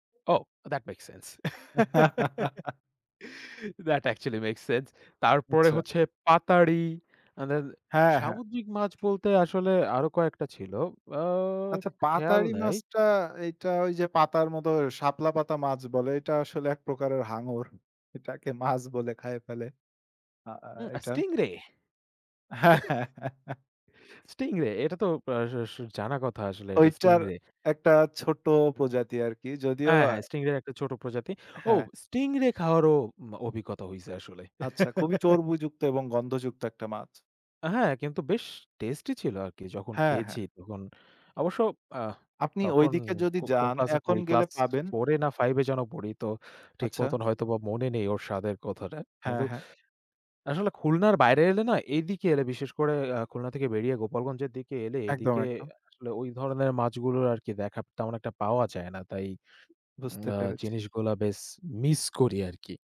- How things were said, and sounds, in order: in English: "দ্যাট মেকস সেন্স। দ্যাট অ্যাকচুয়ালি মেকস সেন্স"; laugh; laughing while speaking: "দ্যাট অ্যাকচুয়ালি মেকস সেন্স"; laughing while speaking: "এটাকে মাছ বলে খাইয়ে ফেলে"; chuckle; chuckle
- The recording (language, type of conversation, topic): Bengali, unstructured, ভ্রমণ করার সময় তোমার সবচেয়ে ভালো স্মৃতি কোনটি ছিল?